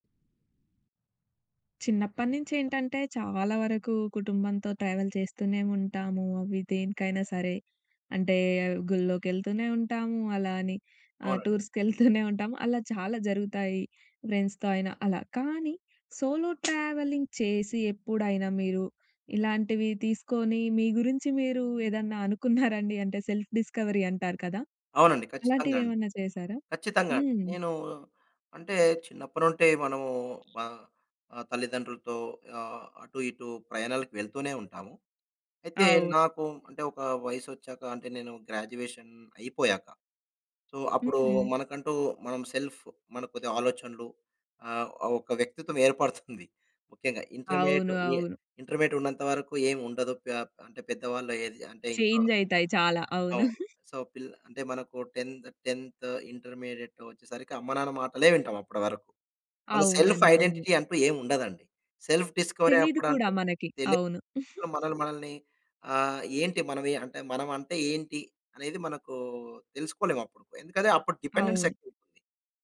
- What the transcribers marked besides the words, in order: in English: "ట్రావెల్"; in English: "ఫ్రెండ్స్‌తో"; in English: "సోలో ట్రావెలింగ్"; other street noise; in English: "సెల్ఫ్ డిస్కవరీ"; in English: "గ్రాడ్యుయేషన్"; in English: "సో"; in English: "సెల్ఫ్"; in English: "ఇంటర్మీడియేట్"; in English: "ఇంటర్మీడియేట్"; in English: "చేంజ్"; chuckle; in English: "సో"; in English: "టెంత్ టెంత్ ఇంటర్మీడియేట్"; in English: "సెల్ఫ్ ఐడెంటిటీ"; in English: "సెల్ఫ్ డిస్కవరీ"; chuckle; in English: "డిపెండెన్సీ"
- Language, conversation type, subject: Telugu, podcast, సోలో ప్రయాణం మీకు ఏ విధమైన స్వీయ అవగాహనను తీసుకొచ్చింది?